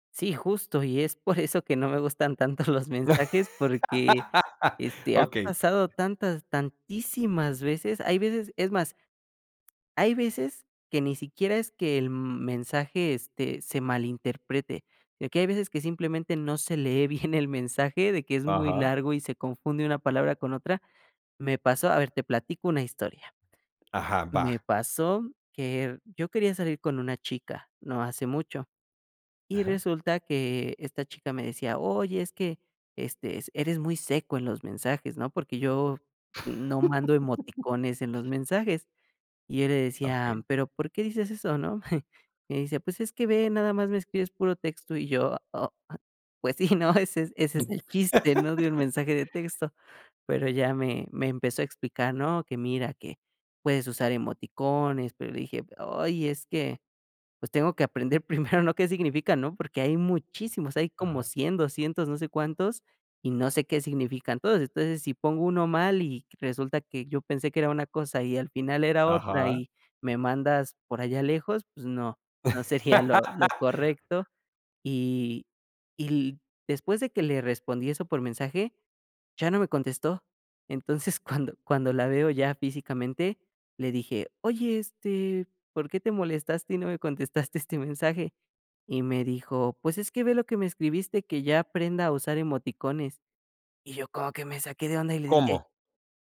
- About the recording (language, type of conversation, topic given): Spanish, podcast, ¿Prefieres comunicarte por llamada, mensaje o nota de voz?
- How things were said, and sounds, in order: laugh; chuckle; chuckle; other background noise; laugh; chuckle; chuckle; laugh; laughing while speaking: "primero"; laugh